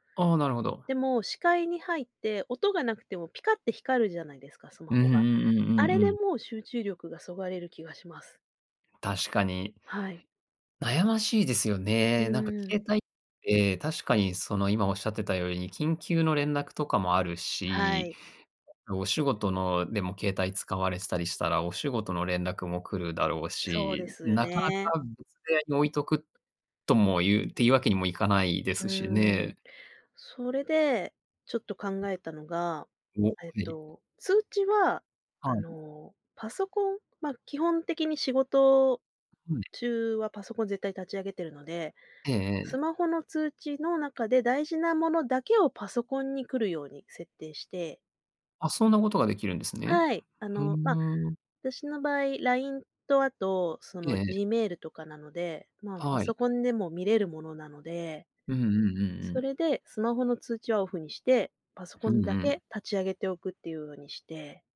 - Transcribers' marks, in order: other noise; other background noise; tapping
- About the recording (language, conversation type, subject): Japanese, podcast, スマホは集中力にどのような影響を与えますか？